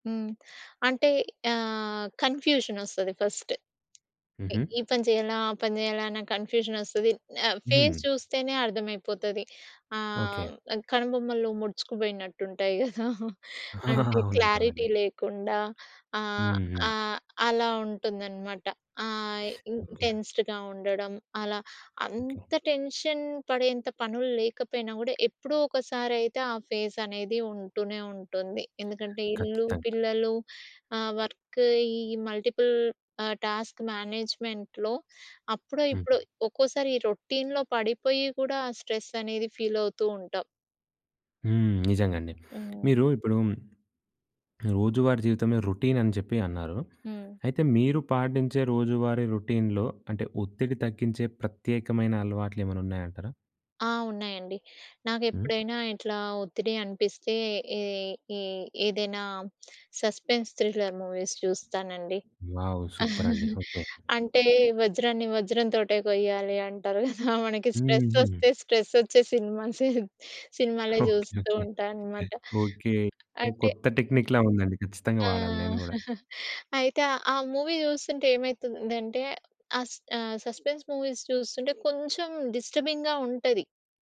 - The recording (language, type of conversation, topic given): Telugu, podcast, ఒత్తిడిని తగ్గించుకోవడానికి మీరు సాధారణంగా ఏం చేస్తారు?
- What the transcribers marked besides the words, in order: in English: "ఫస్ట్"; tapping; in English: "ఫేస్"; laughing while speaking: "గదా!"; chuckle; in English: "క్లారిటీ"; in English: "టెన్స్‌డ్‌గా"; in English: "టెన్షన్"; in English: "ఫేస్"; other background noise; in English: "వర్క్"; in English: "మల్టిపుల్"; in English: "టాస్క్ మేనేజ్మెంట్‌లో"; in English: "రొటీన్‌లో"; in English: "స్ట్రెస్"; in English: "రొటీన్"; in English: "రొటీన్‌లో"; in English: "సస్పెన్స్ థ్రిల్లర్ మూవీస్"; in English: "వావ్! సూపర్"; chuckle; laughing while speaking: "గదా!"; laughing while speaking: "సినిమాసే"; laughing while speaking: "ఓకే. ఓకే. ఓకే"; in English: "టెక్నిక్‌లా"; chuckle; in English: "మూవీ"; in English: "సస్పెన్స్ మూవీస్"; in English: "డిస్టర్బింగ్‌గా"